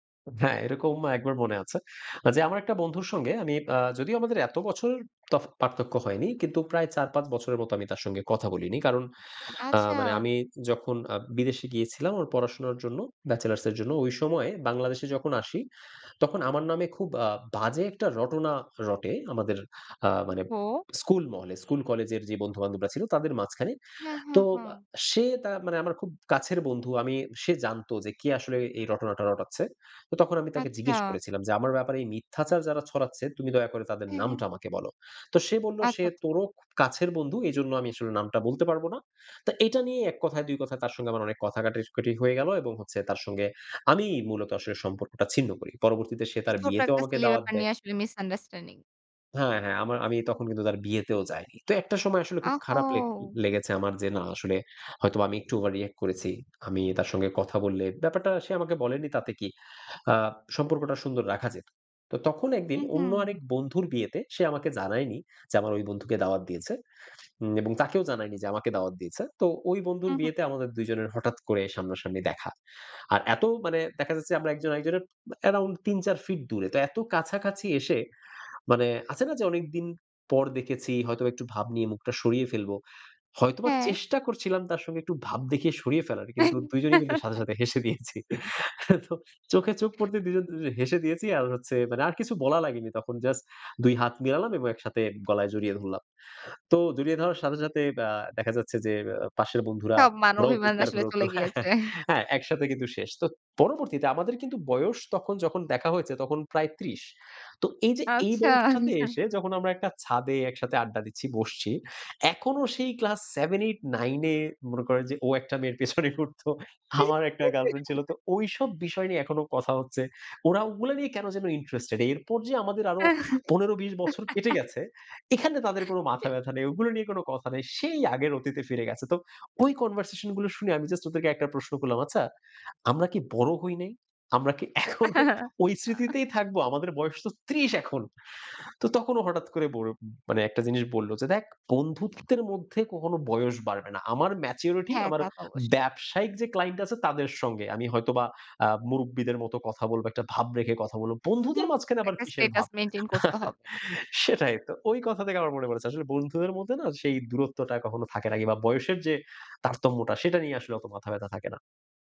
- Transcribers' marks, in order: inhale; "কাটাকাটি" said as "কাটিকাটি"; in English: "silly"; in English: "misunderstanding"; in English: "ওভার-রিঅ্যা"; "ওভার-রিঅ্যাক্ট" said as "ওভার-রিঅ্যা"; other background noise; in English: "অ্যারাউন্ড"; chuckle; laughing while speaking: "হেসে দিয়েছি। তো চোখে চোখ পড়তে দুজন, দুজনে হেসে দিয়েছি"; "জাস্ট" said as "জাছ"; scoff; chuckle; laughing while speaking: "আচ্ছা"; scoff; chuckle; in English: "ইন্টারেস্টেড"; chuckle; in English: "কনভারসেশন"; chuckle; scoff; stressed: "ত্রিশ এখন"; tapping; in English: "ম্যাচুরিটি"; in English: "ক্লায়েন্ট"; in English: "স্ট্যাটাস মেইনটেইন"; chuckle
- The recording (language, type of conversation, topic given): Bengali, podcast, পুরনো ও নতুন বন্ধুত্বের মধ্যে ভারসাম্য রাখার উপায়